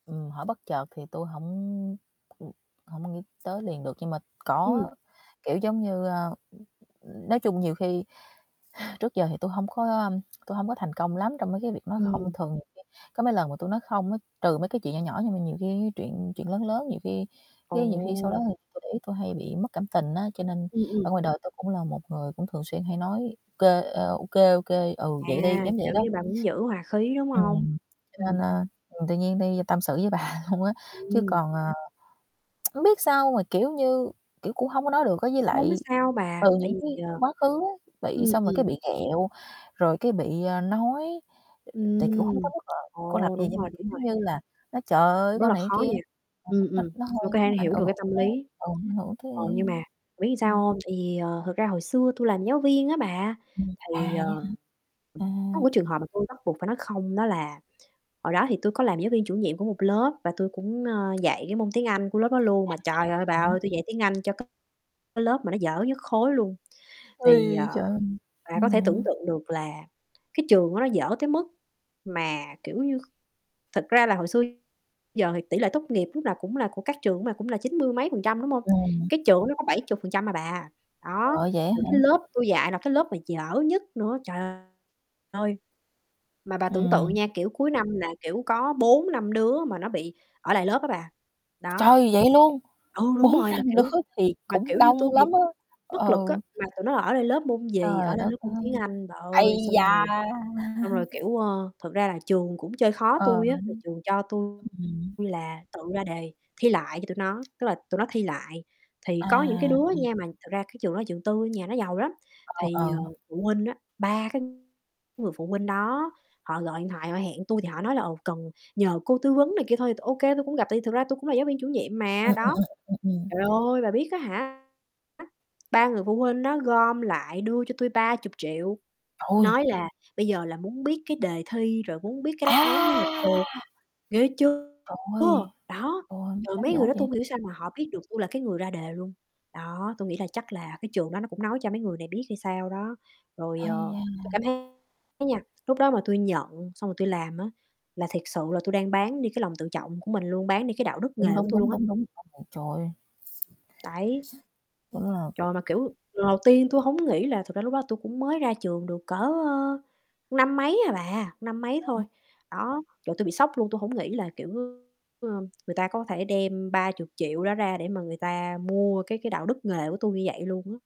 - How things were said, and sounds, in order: static; other background noise; other noise; sigh; distorted speech; tapping; laughing while speaking: "bà"; tongue click; unintelligible speech; unintelligible speech; unintelligible speech; laughing while speaking: "bốn năm đứa"; laugh; drawn out: "À!"; unintelligible speech; unintelligible speech
- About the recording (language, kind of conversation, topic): Vietnamese, unstructured, Khi nào bạn nên nói “không” để bảo vệ bản thân?